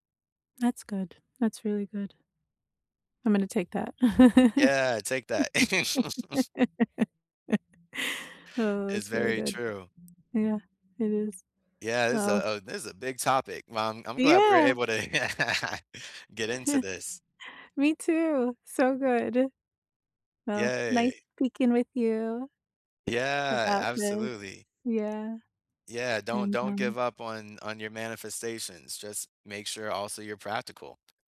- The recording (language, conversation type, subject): English, unstructured, How do you decide which goals are worth pursuing?
- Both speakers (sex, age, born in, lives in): female, 40-44, United States, United States; male, 30-34, United States, United States
- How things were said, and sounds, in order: laugh; other background noise; tapping; laugh; chuckle